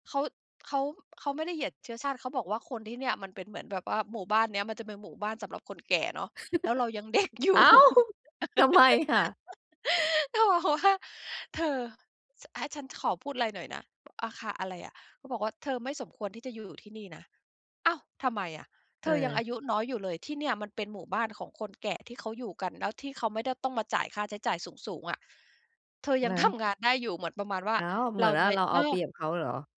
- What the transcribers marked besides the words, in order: giggle; laughing while speaking: "อ้าว ทำไมน่ะ ?"; laughing while speaking: "เด็กอยู่ แล้วบอกว่า"; giggle; laughing while speaking: "ทำ"
- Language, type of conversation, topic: Thai, podcast, ช่วยบอกวิธีง่ายๆ ที่ทุกคนทำได้เพื่อให้สุขภาพจิตดีขึ้นหน่อยได้ไหม?